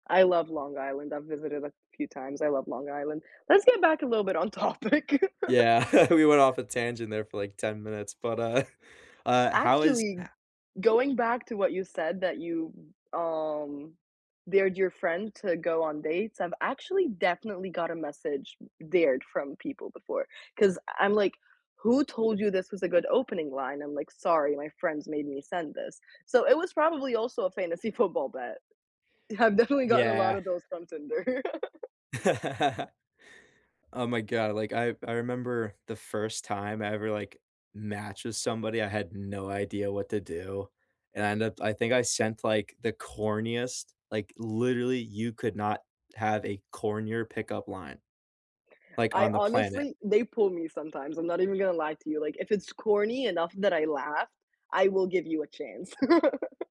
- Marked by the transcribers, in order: laughing while speaking: "topic"; laugh; chuckle; chuckle; laughing while speaking: "football"; laughing while speaking: "Tinder"; laugh; other background noise; laugh
- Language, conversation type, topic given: English, unstructured, How do you navigate modern dating and technology to build meaningful connections?
- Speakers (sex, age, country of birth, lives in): female, 18-19, Egypt, United States; male, 18-19, United States, United States